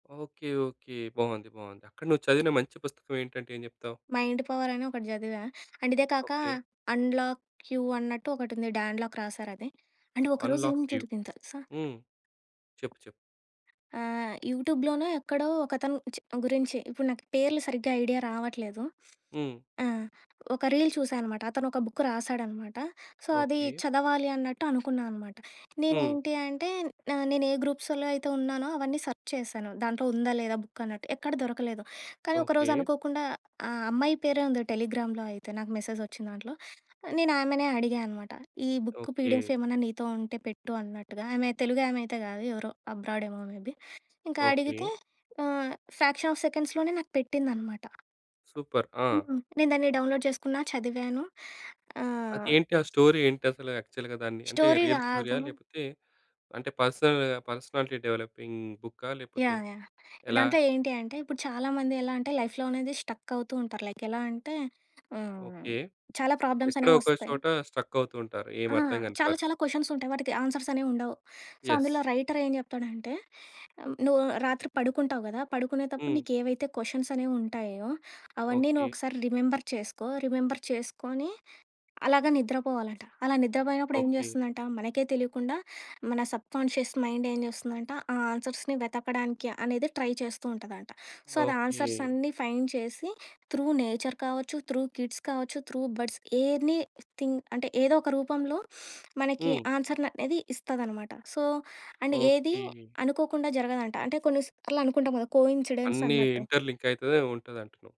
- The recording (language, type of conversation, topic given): Telugu, podcast, ఆన్‌లైన్‌లో పరిమితులు పెట్టుకోవడం మీకు ఎలా సులభమవుతుంది?
- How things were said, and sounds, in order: in English: "మైండ్"; in English: "అండ్"; in English: "అన్‌లాక్ యూ"; in English: "డ్యాన్ లాక్"; in English: "అండ్"; in English: "అన్‌లాక్ యూ"; tapping; other background noise; in English: "రీల్"; in English: "బుక్"; in English: "సో"; in English: "సర్చ్"; in English: "బుక్"; in English: "టెలిగ్రామ్‌లో"; in English: "బుక్ పీడిఎఫ్"; in English: "అబ్రాడ్"; in English: "మేబీ"; in English: "ఫ్రాక్షన్ ఆఫ్"; in English: "సూపర్"; in English: "డౌన్‌లోడ్"; in English: "స్టోరీ"; in English: "యాక్చల్‌గా"; in English: "స్టోరీ"; in English: "రియల్"; in English: "పర్సనల్ పర్సనాలిటీ డెవలపింగ్"; in English: "లైఫ్‌లో"; in English: "స్టక్"; in English: "లైక్"; in English: "ప్రాబ్లమ్స్"; in English: "స్ట్రక్"; in English: "కొషన్స్"; in English: "ఆన్సర్స్"; in English: "యెస్"; in English: "సో"; in English: "రైటర్"; in English: "కొషన్స్"; in English: "రిమెంబర్"; in English: "రిమెంబర్"; in English: "సబ్‌కాన్‌షియస్ మైండ్"; in English: "ఆన్సర్స్‌ని"; in English: "ట్రై"; in English: "సో"; in English: "ఆన్సర్స్"; in English: "ఫైండ్"; in English: "త్రూ నేచర్"; in English: "త్రూ కిడ్స్"; in English: "త్రూ బర్డ్స్, ఎనీ థింగ్"; in English: "ఆన్సర్"; in English: "సో అండ్"; in English: "కోయిన్సిడెన్స్"; in English: "ఇంటర్‌లింక్"